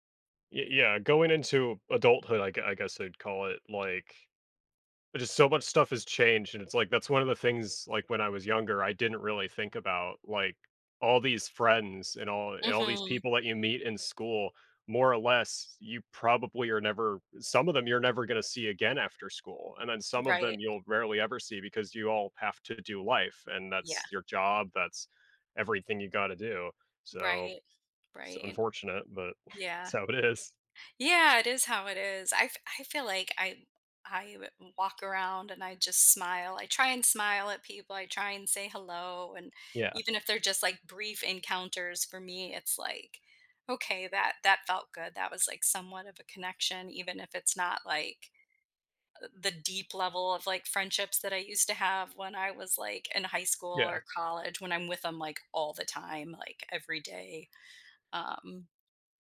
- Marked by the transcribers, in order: chuckle; laughing while speaking: "it is"; other background noise
- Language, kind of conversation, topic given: English, unstructured, What lost friendship do you sometimes think about?
- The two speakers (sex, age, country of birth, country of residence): female, 50-54, United States, United States; male, 20-24, United States, United States